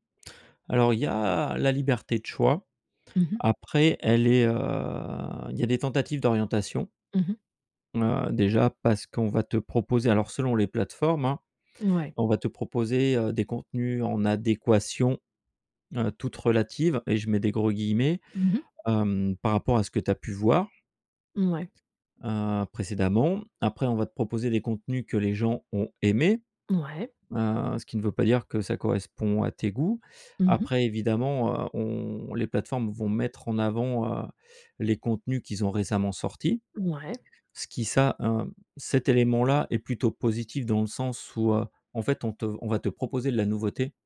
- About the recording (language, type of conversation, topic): French, podcast, Comment le streaming a-t-il transformé le cinéma et la télévision ?
- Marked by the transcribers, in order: none